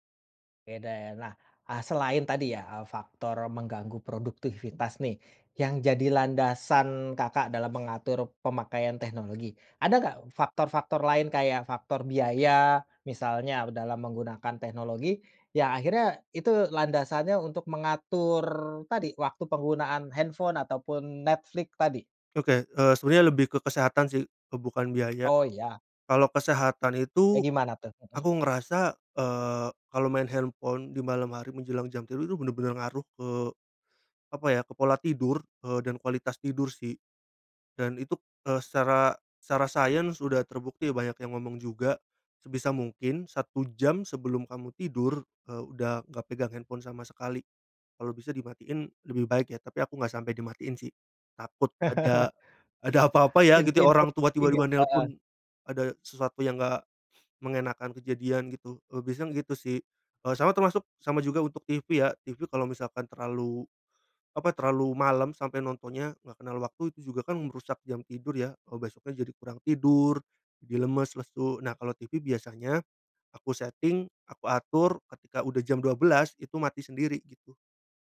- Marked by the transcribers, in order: other background noise; laughing while speaking: "ada"; chuckle; sniff
- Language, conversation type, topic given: Indonesian, podcast, Apa saja trik sederhana untuk mengatur waktu penggunaan teknologi?